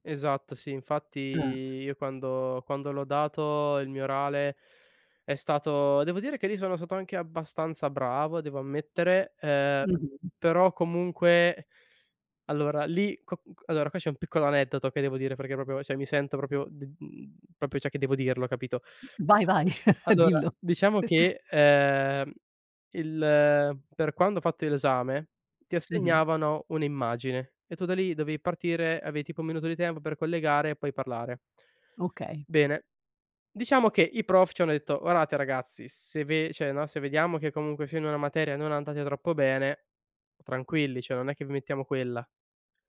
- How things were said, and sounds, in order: "proprio" said as "poprio"; "cioè" said as "ceh"; "proprio" said as "propio"; "proprio" said as "poprio"; "cioè" said as "ceh"; other background noise; chuckle; "avevi" said as "avei"; "Guardate" said as "Uarate"
- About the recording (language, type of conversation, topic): Italian, podcast, Che ruolo hanno gli errori nel tuo percorso di crescita?